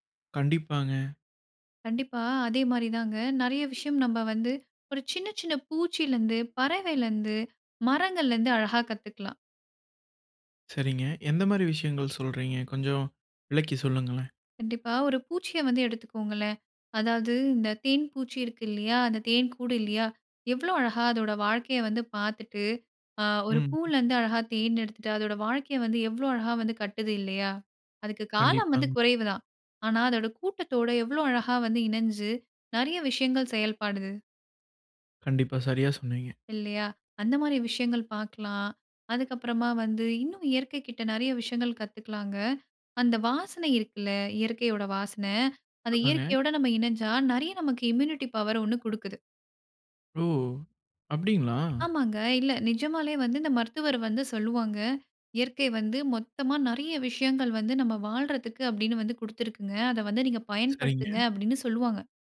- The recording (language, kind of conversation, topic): Tamil, podcast, நீங்கள் இயற்கையிடமிருந்து முதலில் கற்றுக் கொண்ட பாடம் என்ன?
- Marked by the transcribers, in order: surprised: "எவ்வளோ அழகா அதோட வாழ்க்கைய வந்து … நறைய விஷயங்கள் செயல்பாடுது"; "செயல்படுது" said as "செயல்பாடுது"; in English: "இம்யூனிட்டி பவர்"; surprised: "ஓ! அப்படிங்களா?"